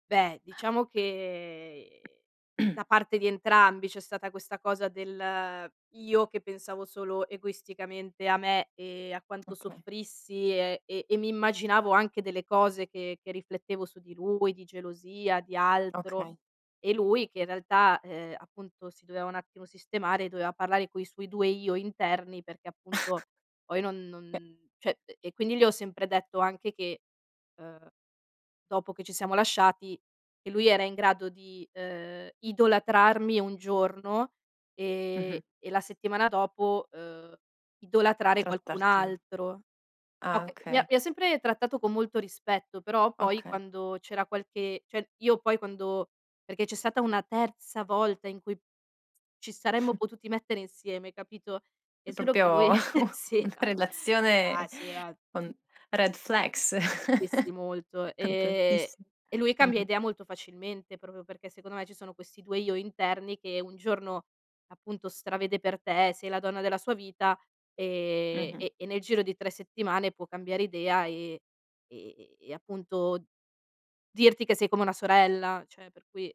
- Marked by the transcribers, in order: drawn out: "che"; other background noise; throat clearing; chuckle; "cioè" said as "ceh"; "cioè" said as "ceh"; chuckle; laughing while speaking: "un una"; chuckle; laughing while speaking: "si era"; in English: "red flags"; chuckle; "cioè" said as "ceh"
- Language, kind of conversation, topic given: Italian, podcast, Come gestisci la sincerità nelle relazioni amorose?